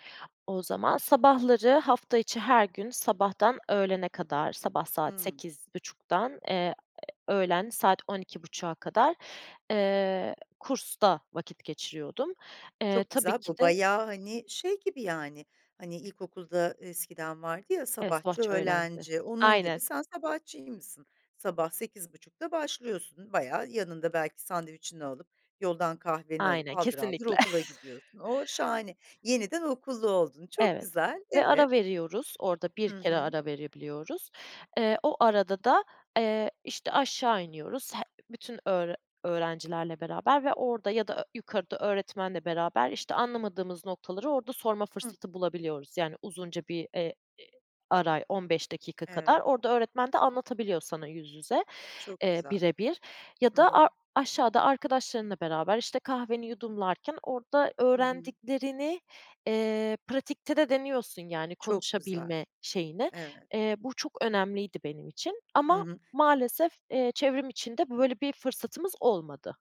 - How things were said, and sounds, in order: other noise; tapping; chuckle
- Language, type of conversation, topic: Turkish, podcast, Online eğitim ile yüz yüze öğrenme arasında seçim yapmanız gerekse hangisini tercih ederdiniz?